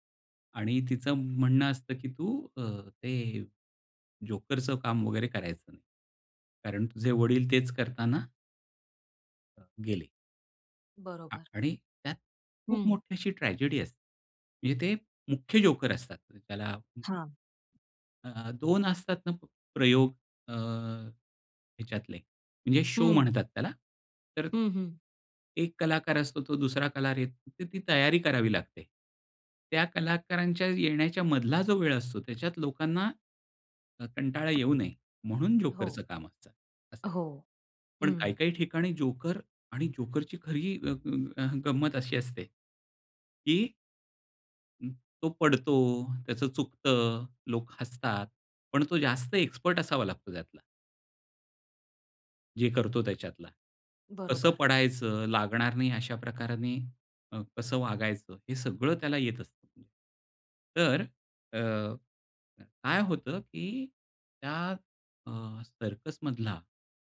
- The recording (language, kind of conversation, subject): Marathi, podcast, तुमच्या आयुष्यातील सर्वात आवडती संगीताची आठवण कोणती आहे?
- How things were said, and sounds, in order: tapping; in English: "ट्रॅजेडी"; in English: "शो"; other background noise